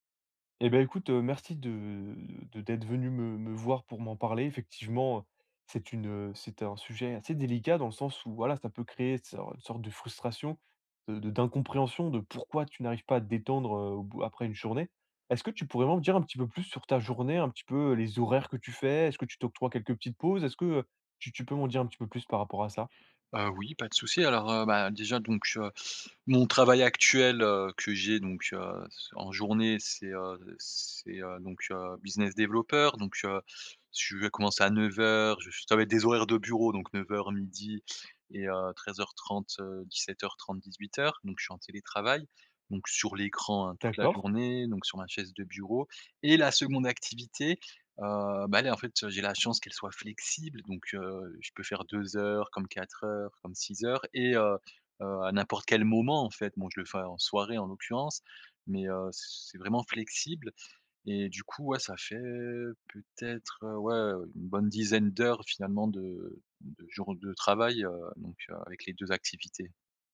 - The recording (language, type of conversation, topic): French, advice, Pourquoi n’arrive-je pas à me détendre après une journée chargée ?
- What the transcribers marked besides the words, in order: drawn out: "de"; stressed: "pourquoi"; other background noise; in English: "business developer"; stressed: "flexible"; stressed: "n'importe quel moment"; drawn out: "fait"